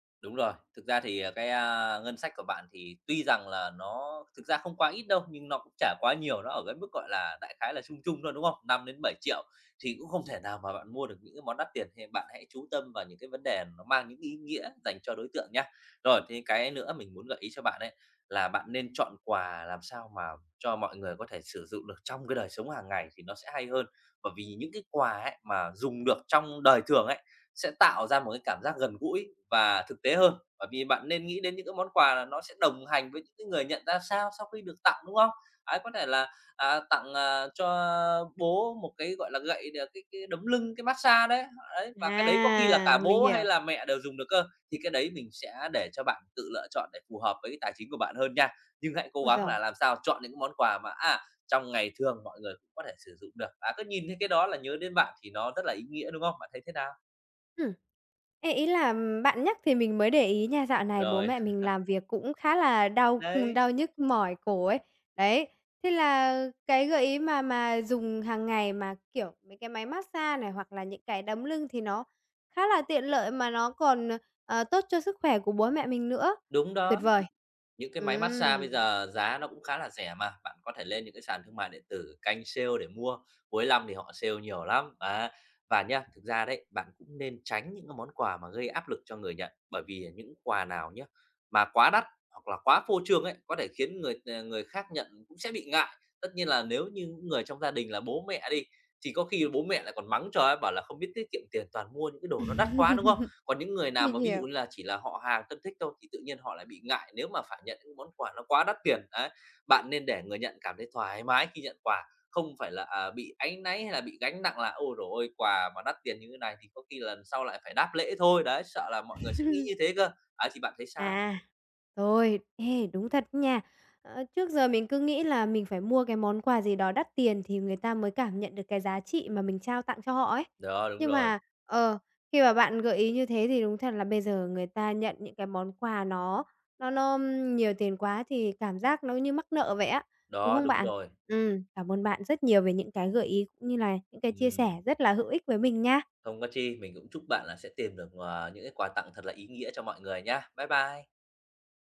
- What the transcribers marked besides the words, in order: other background noise; tapping; chuckle; laugh; chuckle
- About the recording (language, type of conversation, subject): Vietnamese, advice, Bạn có thể gợi ý những món quà tặng ý nghĩa phù hợp với nhiều đối tượng khác nhau không?